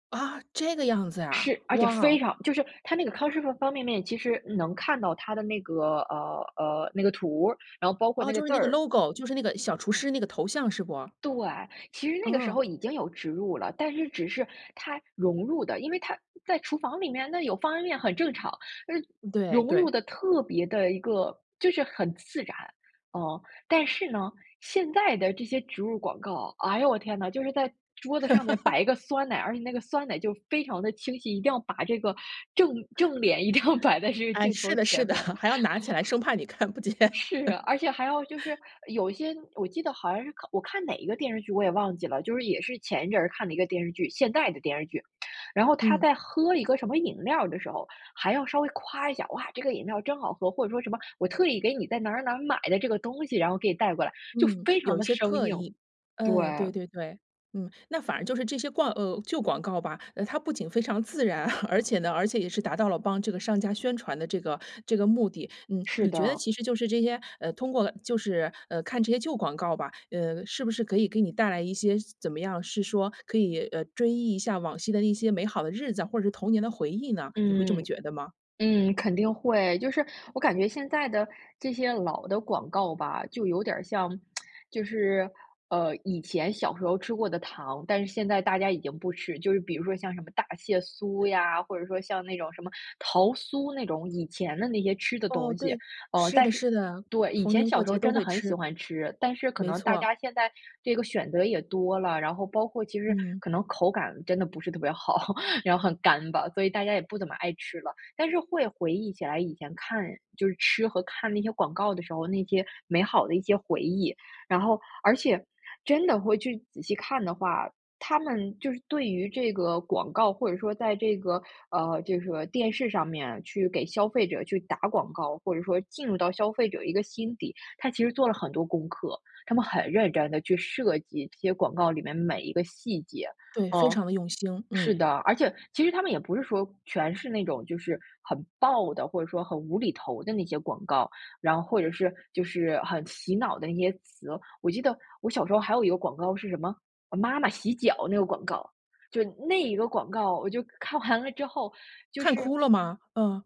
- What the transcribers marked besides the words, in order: in English: "logo"; laugh; laughing while speaking: "一定要摆在这个镜头前面"; inhale; chuckle; laughing while speaking: "看不见"; chuckle; lip smack; chuckle; lip smack; chuckle; laughing while speaking: "完了"
- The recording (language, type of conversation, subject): Chinese, podcast, 旧广告里你印象最深的是什么？